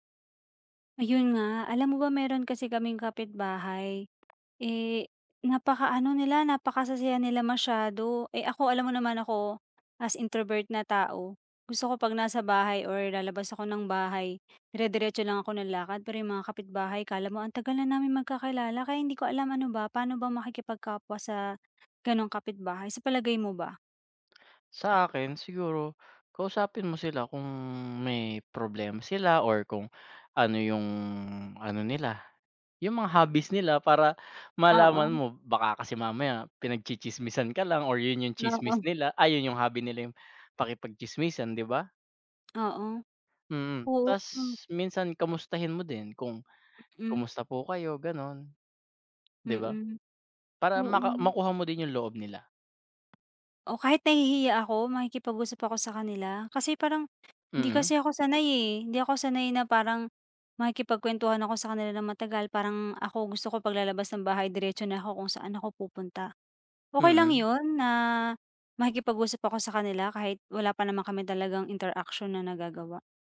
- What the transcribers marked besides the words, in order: other background noise; tapping
- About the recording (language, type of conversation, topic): Filipino, advice, Paano ako makikipagkapwa nang maayos sa bagong kapitbahay kung magkaiba ang mga gawi namin?